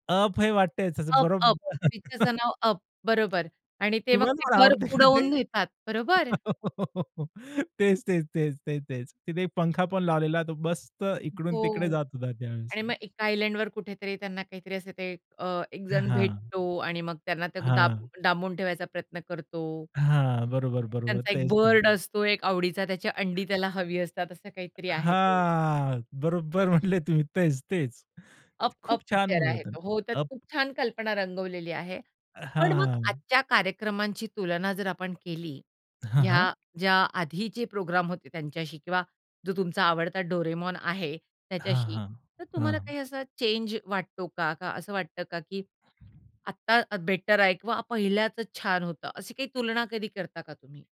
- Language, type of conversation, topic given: Marathi, podcast, लहानपणी तुमचा आवडता दूरदर्शन कार्यक्रम कोणता होता?
- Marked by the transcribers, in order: chuckle; tapping; other background noise; laughing while speaking: "आवडते का ते?"; laugh; other noise; drawn out: "हां"; laughing while speaking: "म्हटले तुम्ही"